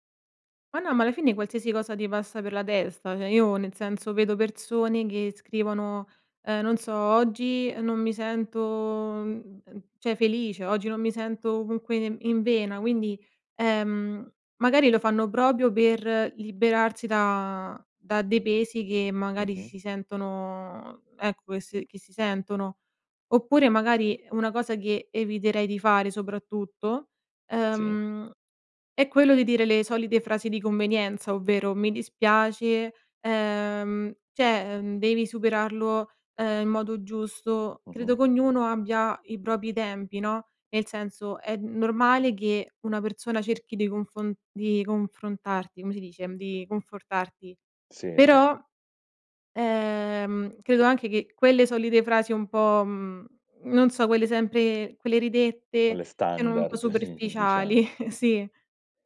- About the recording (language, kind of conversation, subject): Italian, podcast, Cosa ti ha insegnato l’esperienza di affrontare una perdita importante?
- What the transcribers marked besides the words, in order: "Cioè" said as "ceh"; "cioè" said as "ceh"; "proprio" said as "probio"; tapping; "cioè" said as "ceh"; "propri" said as "brobi"; chuckle; laughing while speaking: "superficiali"